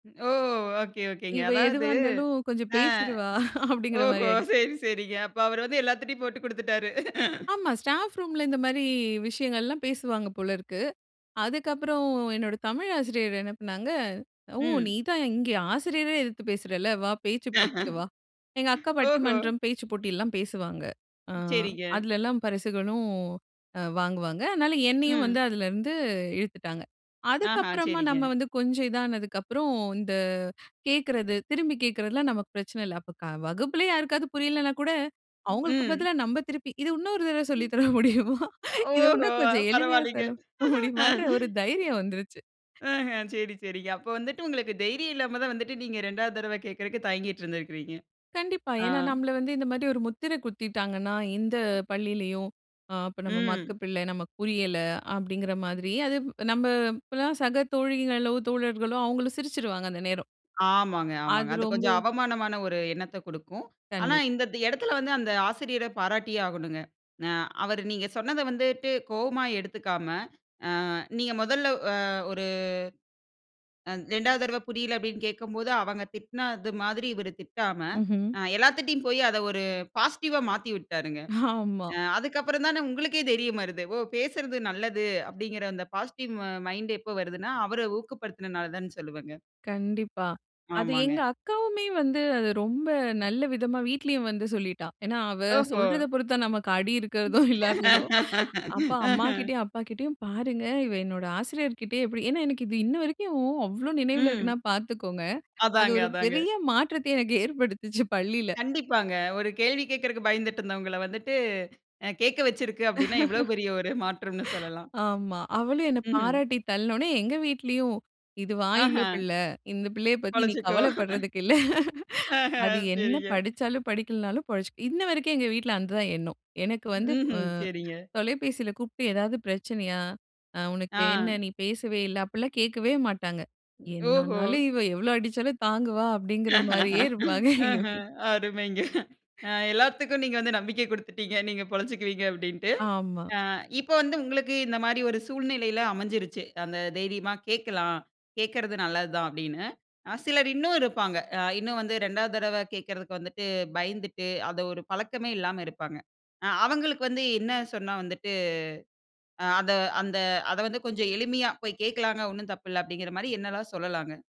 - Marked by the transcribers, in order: chuckle; laughing while speaking: "அதாது ஆ. ஓஹோ! சரி சரிங்க. அப்போ அவர் வந்து எல்லார்த்துட்டயும் போட்டுக் கு டுத்துட்டாரு"; laughing while speaking: "கொஞ்சம் பேசிடுவா அப்டிங்கிற மாரி ஆயிடுச்சு"; in English: "ஸ்டாஃப் ரூம்ல"; laugh; tapping; other noise; laughing while speaking: "இத இன்னொரு தடவை சொல்லித் தர … ஒரு தைரியம் வந்துருச்சு"; laughing while speaking: "ஓஹோ! பரவால்லைங்க"; in English: "பாசிட்டிவ்வா"; chuckle; in English: "பாசிட்டிவ் மைண்ட்"; laugh; other background noise; laughing while speaking: "அது ஒரு பெரிய மாற்றத்தை எனக்கு ஏற்படுத்திச்சு பள்ளில"; laugh; chuckle; laughing while speaking: "து வாயுள்ள பிள்ள இந்த பிள்ளையைப் … படிச்சாலும் படிக்கல்லனாலும் பிழச்சுக்கும்"; chuckle; laughing while speaking: "ஆஹ. சரிங்க"; laughing while speaking: "என்னானாலும் இவ எவ்வளவு அடிச்சாலும் தாங்குவா அப்டின்கற மாரியே இருப்பாங்க எங்க வீட்ல"; laugh; laughing while speaking: "ஆஹ. அருமைங்க. அ எல்லாத்துக்கும் நீங்க வந்து நம்பிக்கை குடுத்துட்டீங்க. நீங்க பிழைத்துக்குவீங்க அப்டின்ட்டு"; "அந்த" said as "அத"
- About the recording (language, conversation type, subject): Tamil, podcast, மீண்டும் கேட்டு சரிபார்க்கும் செயல்முறையை எப்படிச் சுலபமாக்கலாம்?